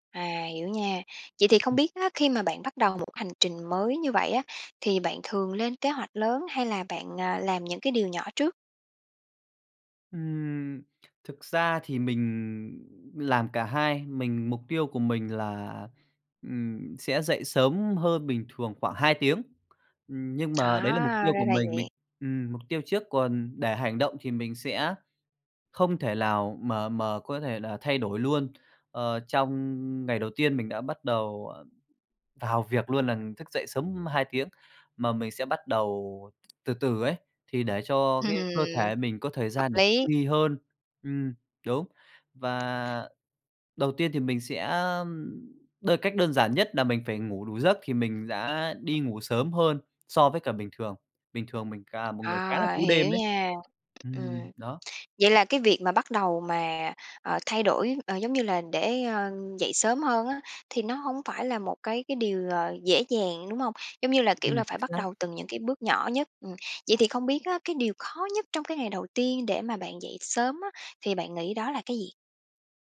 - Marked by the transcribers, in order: tapping; laughing while speaking: "Ừm"; other background noise
- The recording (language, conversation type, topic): Vietnamese, podcast, Bạn làm thế nào để duy trì động lực lâu dài khi muốn thay đổi?